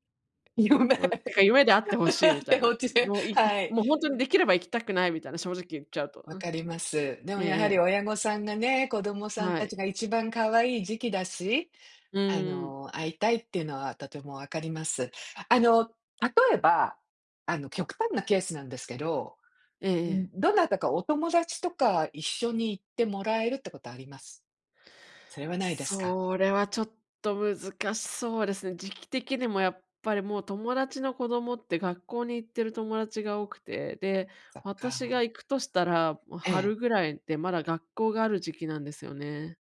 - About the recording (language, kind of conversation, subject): Japanese, advice, 旅行中の不安を減らし、安全に過ごすにはどうすればよいですか？
- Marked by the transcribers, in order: tapping; laughing while speaking: "夢、ておちで"; other background noise